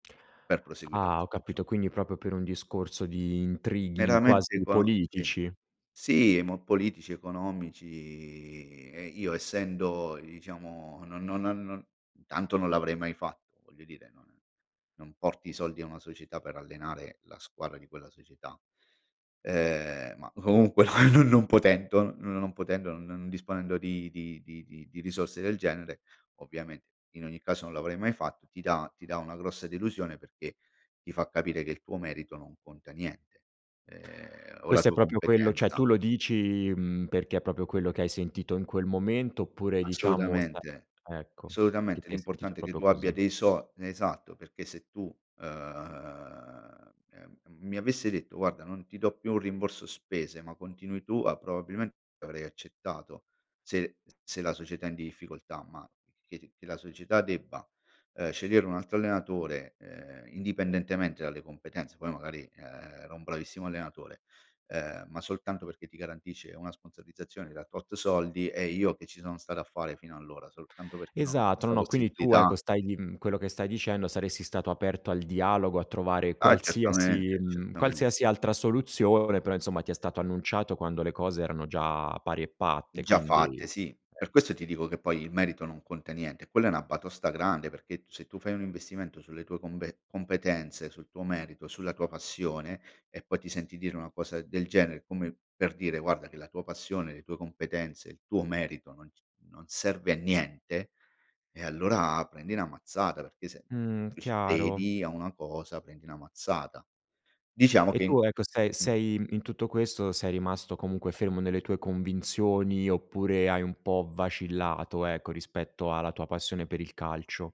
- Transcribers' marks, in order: "proprio" said as "propio"; drawn out: "economici"; laughing while speaking: "comunque non"; other background noise; "proprio" said as "propio"; "cioè" said as "ceh"; "proprio" said as "propio"; drawn out: "ehm"
- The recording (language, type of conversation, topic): Italian, podcast, Come costruisci la resilienza dopo una batosta?